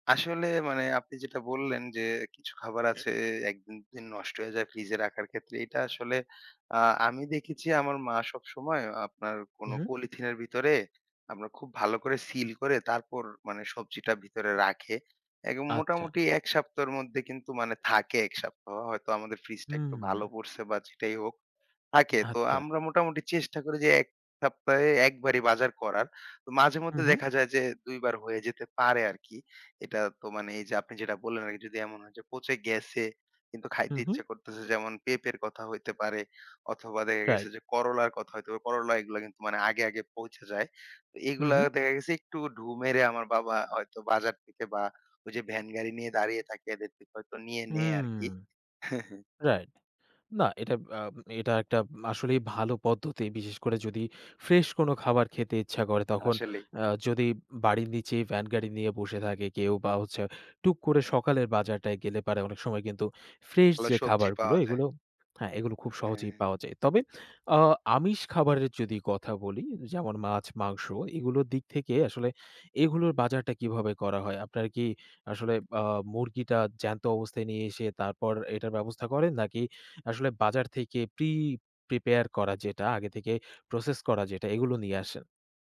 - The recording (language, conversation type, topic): Bengali, podcast, তোমরা বাড়ির কাজগুলো কীভাবে ভাগ করে নাও?
- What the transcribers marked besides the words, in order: "পোঁচে" said as "পউছে"; chuckle